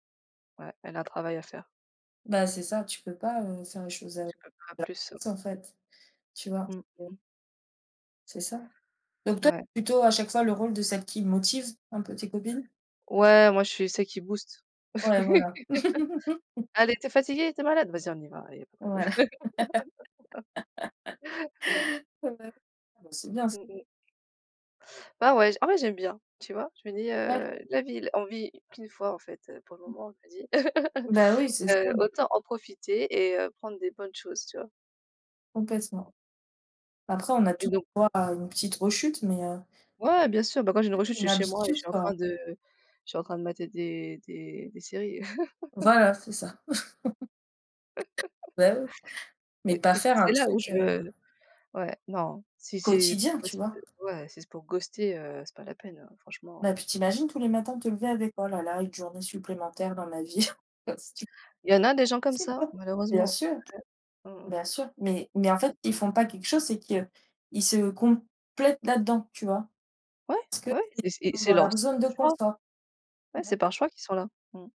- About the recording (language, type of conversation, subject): French, unstructured, Comment réagis-tu lorsqu’un malentendu survient avec un ami ?
- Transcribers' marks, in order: other background noise; laugh; laugh; laugh; chuckle; tapping; unintelligible speech; chuckle; in English: "ghost"; chuckle